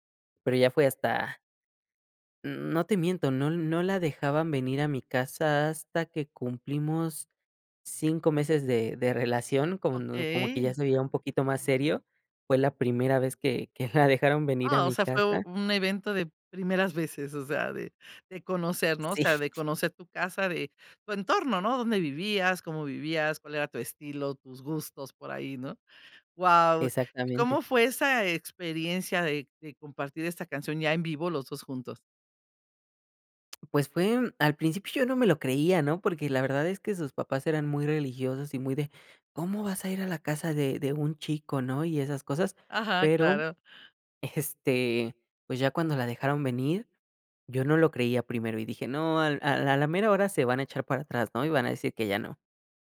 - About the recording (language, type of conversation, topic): Spanish, podcast, ¿Qué canción asocias con tu primer amor?
- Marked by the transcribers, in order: laughing while speaking: "la dejaron"; other background noise; laughing while speaking: "este"